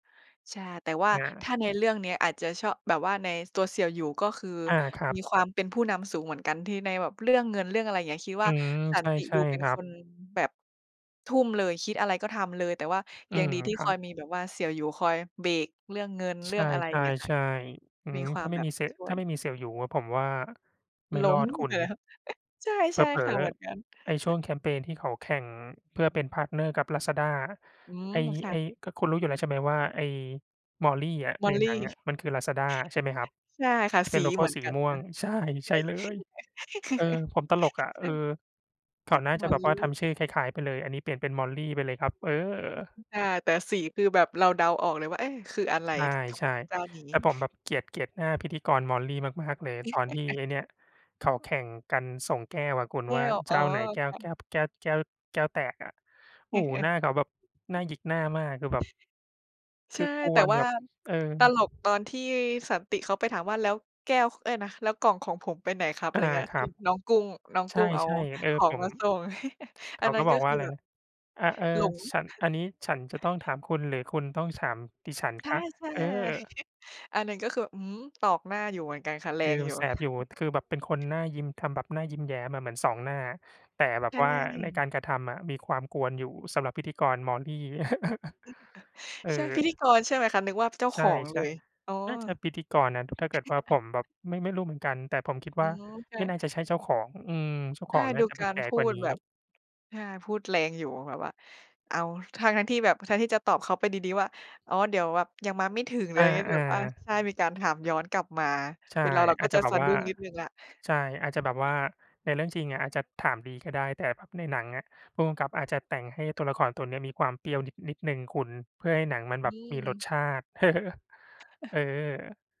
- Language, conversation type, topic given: Thai, unstructured, หนังหรือเพลงเรื่องไหนที่ทำให้คุณนึกถึงความทรงจำดีๆ?
- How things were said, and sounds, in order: laughing while speaking: "ล้มเหรอ ?"; chuckle; in English: "พาร์ตเนอร์"; other background noise; chuckle; chuckle; laugh; laugh; chuckle; chuckle; chuckle; unintelligible speech; chuckle; chuckle; chuckle; tapping; chuckle